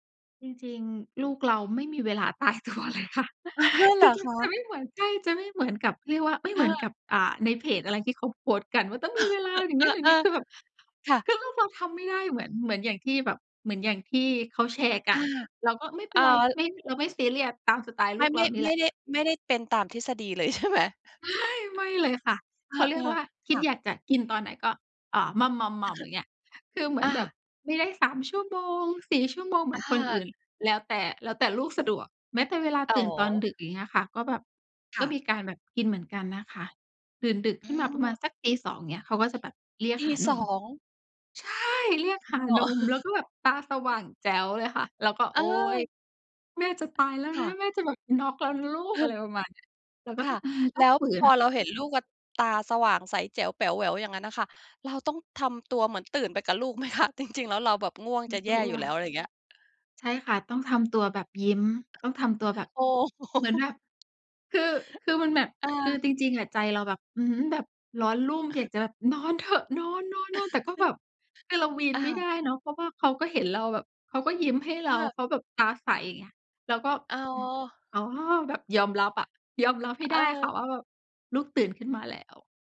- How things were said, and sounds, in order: laughing while speaking: "ตายตัวเลยค่ะ"; tapping; sneeze; other background noise; laughing while speaking: "ใช่ไหม ?"; unintelligible speech; chuckle; laughing while speaking: "โฮ"; cough; chuckle
- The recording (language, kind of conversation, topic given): Thai, podcast, ช่วยเล่าเทคนิคการใช้เวลาอย่างมีคุณภาพกับลูกให้ฟังหน่อยได้ไหม?